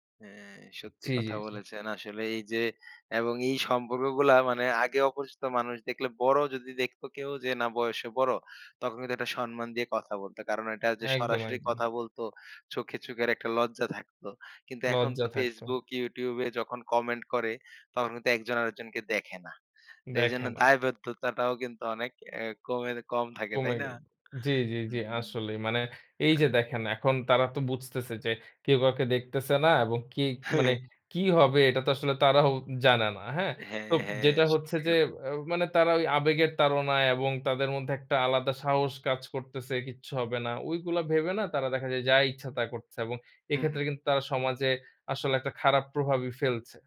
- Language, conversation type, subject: Bengali, podcast, প্রযুক্তি কীভাবে আমাদের সামাজিক জীবনে সম্পর্ককে বদলে দিচ্ছে বলে আপনি মনে করেন?
- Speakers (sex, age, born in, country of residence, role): male, 20-24, Bangladesh, Bangladesh, guest; male, 25-29, Bangladesh, Bangladesh, host
- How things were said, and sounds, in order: other background noise; tapping; chuckle